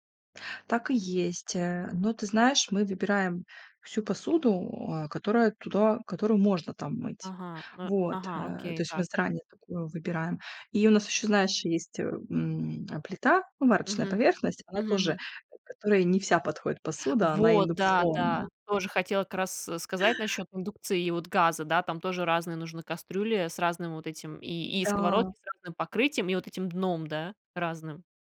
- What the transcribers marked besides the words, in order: none
- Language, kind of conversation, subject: Russian, podcast, Как вы делите домашние обязанности между членами семьи?